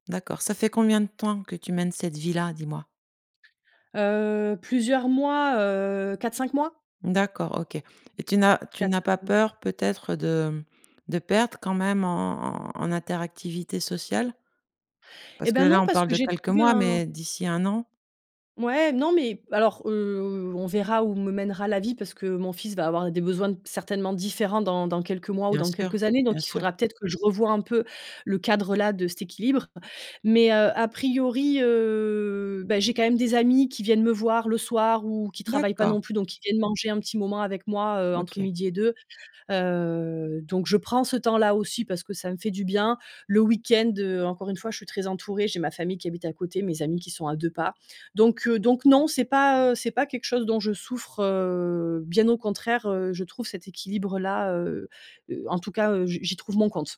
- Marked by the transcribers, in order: none
- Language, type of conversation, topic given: French, podcast, Comment trouves-tu l’équilibre entre ta vie professionnelle et ta vie personnelle ?